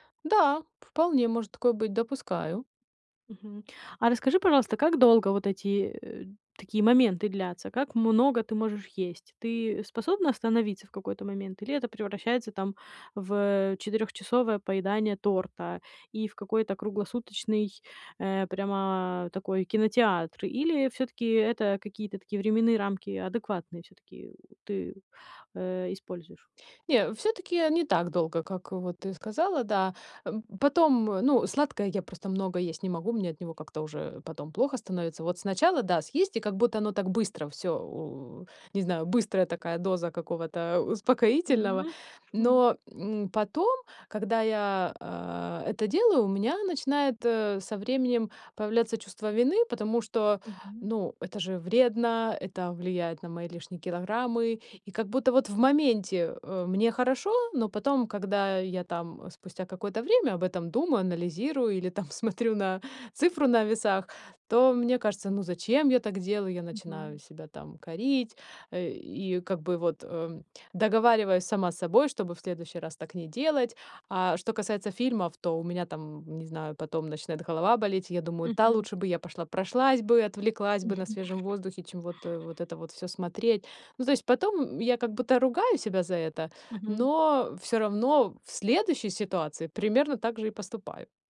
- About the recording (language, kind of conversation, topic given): Russian, advice, Как можно справляться с эмоциями и успокаиваться без еды и телефона?
- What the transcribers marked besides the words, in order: other background noise